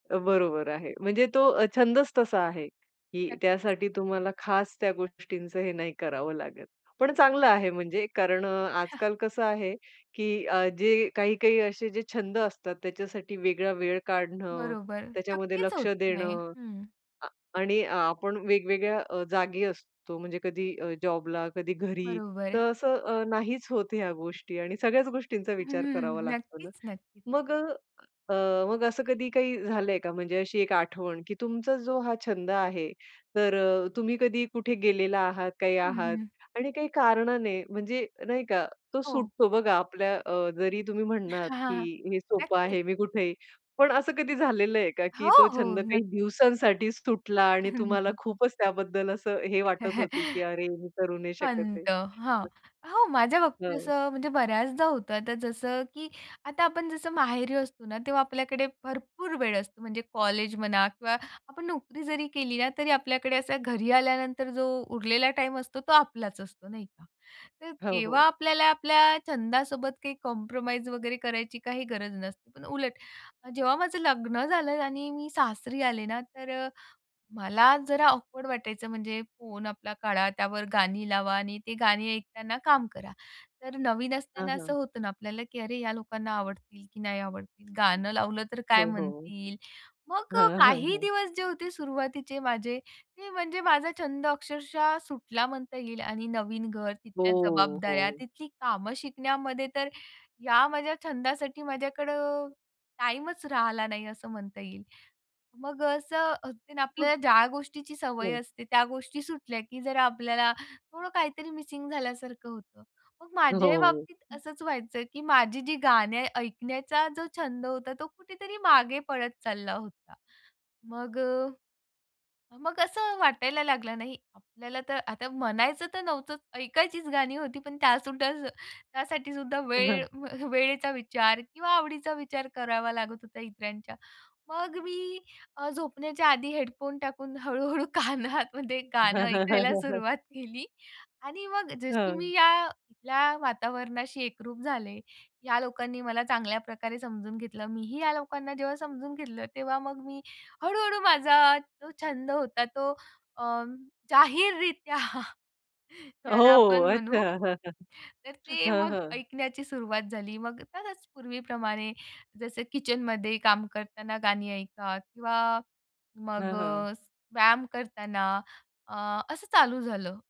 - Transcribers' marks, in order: "म्हणालात" said as "म्हणात"; laughing while speaking: "हं, हं"; chuckle; tapping; unintelligible speech; in English: "कॉम्प्रोमाईज"; other background noise; laughing while speaking: "हळू-हळू कानामध्ये गाणं ऐकायला सुरुवात केली"; laughing while speaking: "जाहीररीत्या"
- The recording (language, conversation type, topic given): Marathi, podcast, रोजच्या आयुष्यात हा छंद कसा बसतो?